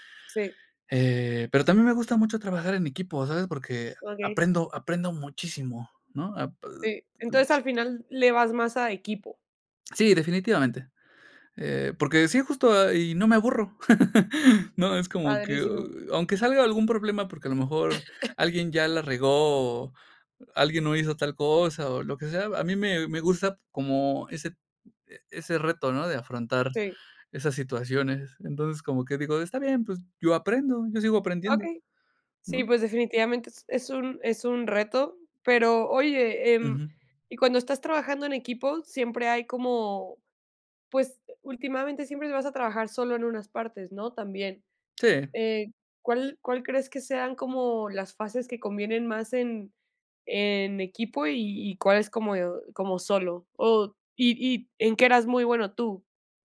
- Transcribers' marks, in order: laugh; cough
- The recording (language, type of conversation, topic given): Spanish, podcast, ¿Prefieres colaborar o trabajar solo cuando haces experimentos?